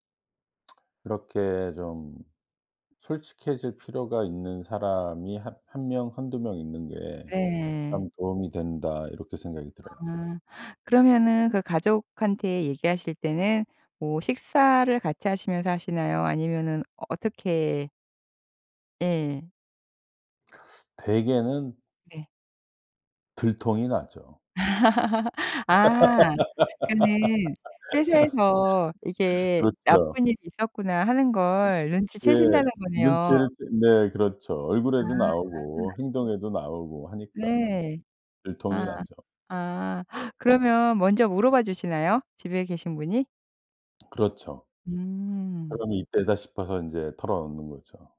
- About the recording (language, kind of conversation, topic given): Korean, podcast, 실패로 인한 죄책감은 어떻게 다스리나요?
- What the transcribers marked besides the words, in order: lip smack; laugh